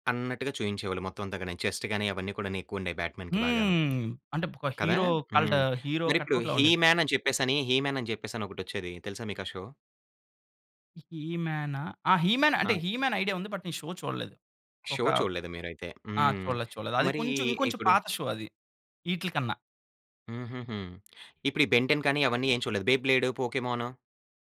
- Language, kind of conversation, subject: Telugu, podcast, నీ చిన్నప్పట్లో నువ్వు చూస్తూ పెరిగిన టీవీ కార్యక్రమం గురించి చెప్పగలవా?
- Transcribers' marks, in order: in English: "చెస్ట్"; other background noise; in English: "హీరో కల్ట్"; in English: "హీరో కటౌట్‌లా"; in English: "షో?"; in English: "ఐడియా"; in English: "బట్"; in English: "షో"; in English: "షో"; in English: "షో"